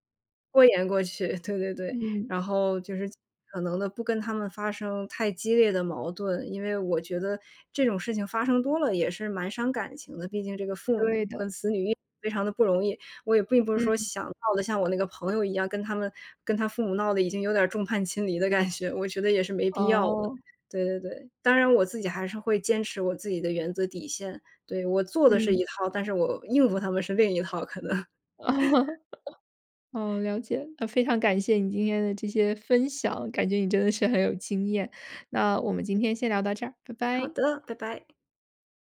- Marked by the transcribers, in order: laughing while speaking: "感觉"; laughing while speaking: "可能"; laughing while speaking: "哦"; laugh; other background noise
- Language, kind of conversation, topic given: Chinese, podcast, 当父母干预你的生活时，你会如何回应？